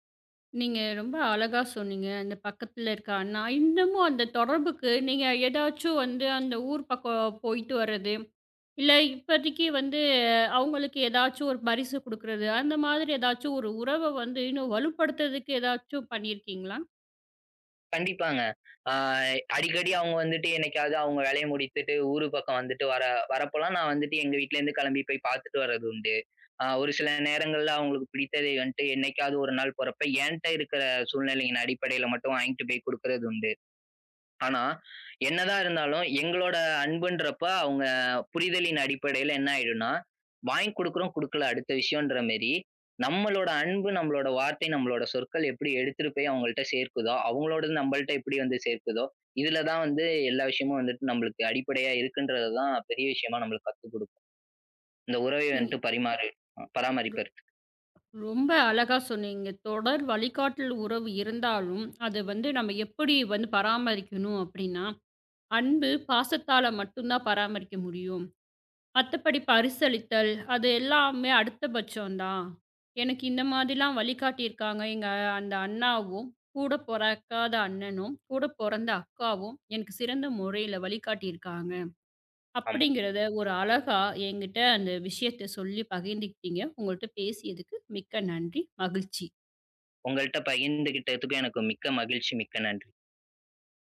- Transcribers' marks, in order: inhale; inhale; "மாதிரி" said as "மெரி"; other noise
- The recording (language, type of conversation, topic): Tamil, podcast, தொடரும் வழிகாட்டல் உறவை எப்படிச் சிறப்பாகப் பராமரிப்பீர்கள்?